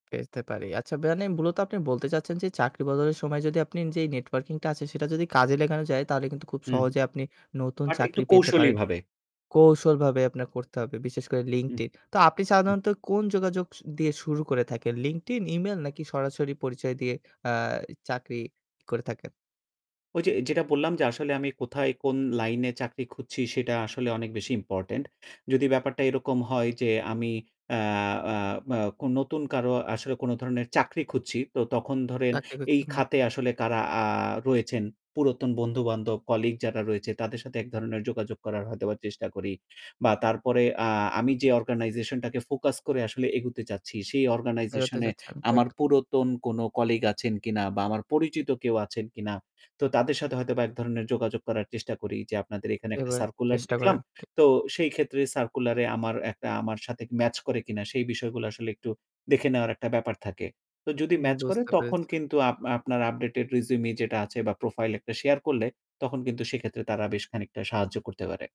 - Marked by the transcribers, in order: static; "লাগানো" said as "লেগানো"; "ঠিক" said as "থিক"; tapping; "রেজ্যুমে" said as "রেজ্যুমি"
- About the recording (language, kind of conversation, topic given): Bengali, podcast, চাকরি বদলের সময় নেটওয়ার্কিংকে আপনি কীভাবে কাজে লাগান?